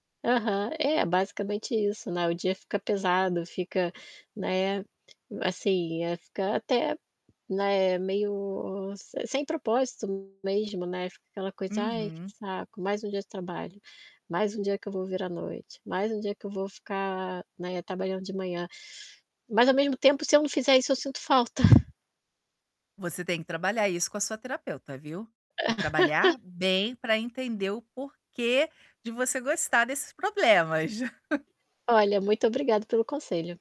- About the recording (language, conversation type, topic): Portuguese, advice, Como você se sente ao perceber que está sem propósito ou direção no dia a dia?
- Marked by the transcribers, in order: static; tapping; chuckle; distorted speech; chuckle; chuckle